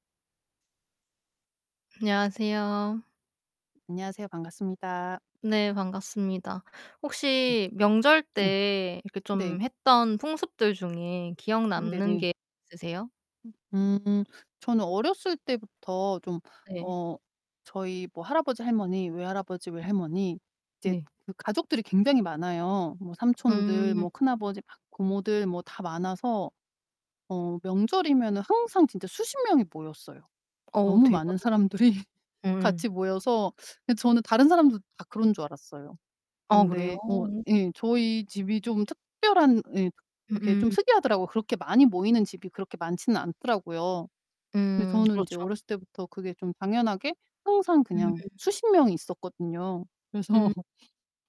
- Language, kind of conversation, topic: Korean, unstructured, 한국 명절 때 가장 기억에 남는 풍습은 무엇인가요?
- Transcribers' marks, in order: other background noise; distorted speech; tapping; laughing while speaking: "사람들이"; laughing while speaking: "그래서"